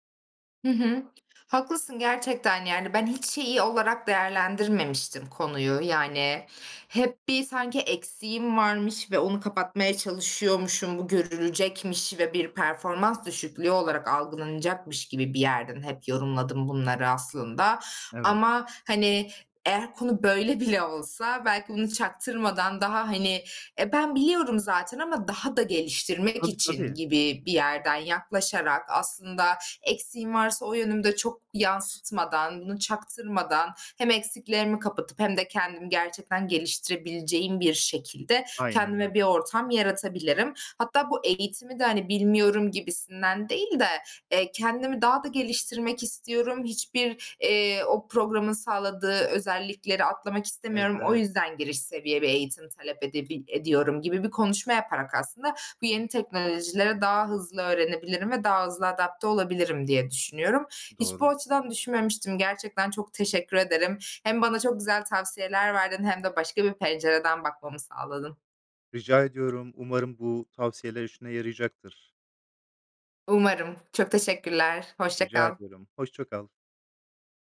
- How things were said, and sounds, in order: other background noise
- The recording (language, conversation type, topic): Turkish, advice, İş yerindeki yeni teknolojileri öğrenirken ve çalışma biçimindeki değişikliklere uyum sağlarken nasıl bir yol izleyebilirim?